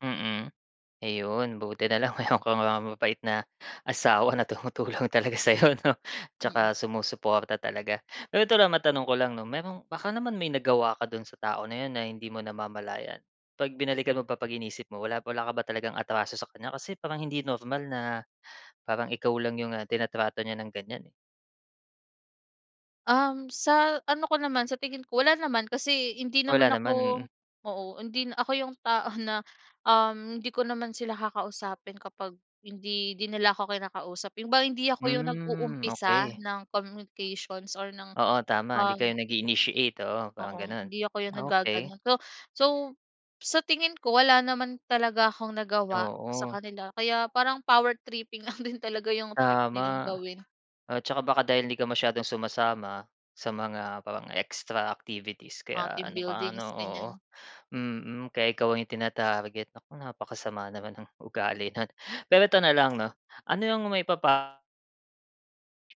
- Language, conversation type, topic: Filipino, podcast, Ano ang mga palatandaan na panahon nang umalis o manatili sa trabaho?
- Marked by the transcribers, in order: laughing while speaking: "meron kang"; laughing while speaking: "tumutulong talaga sa'yo 'no"; drawn out: "Hmm"; in English: "power tripping"